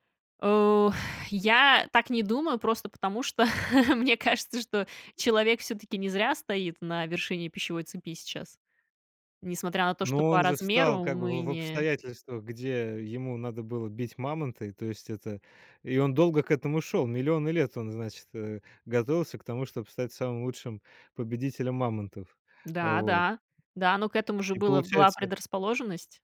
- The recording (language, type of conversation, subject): Russian, podcast, Что ты делаешь, когда чувствуешь, что теряешь концентрацию?
- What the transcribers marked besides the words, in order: chuckle; tapping